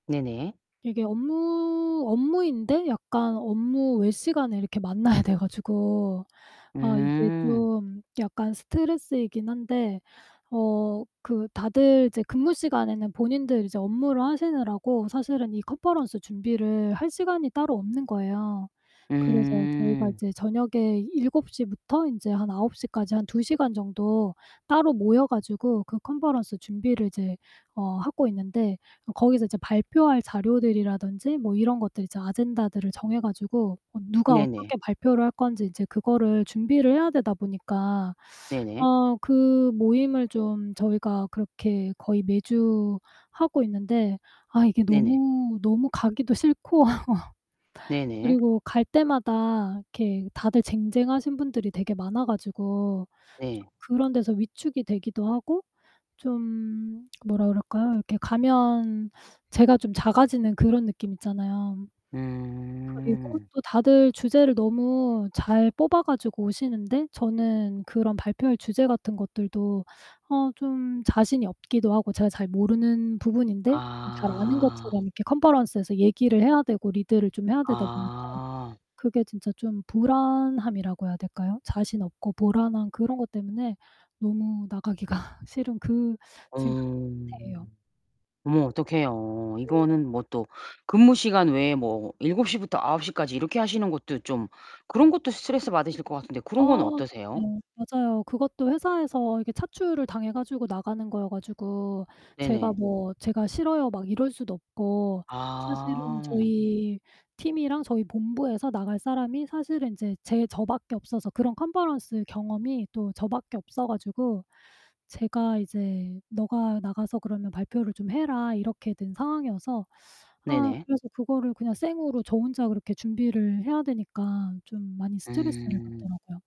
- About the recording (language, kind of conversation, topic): Korean, advice, 소규모 사회 모임을 앞두면 심한 불안이 생겨 피하게 되는데, 어떻게 대처하면 좋을까요?
- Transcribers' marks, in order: laughing while speaking: "만나야"; in English: "컨퍼런스"; in English: "컨퍼런스"; in English: "아젠다들을"; distorted speech; laugh; other background noise; in English: "컨퍼런스에서"; laughing while speaking: "나가기가"; in English: "컨퍼런스"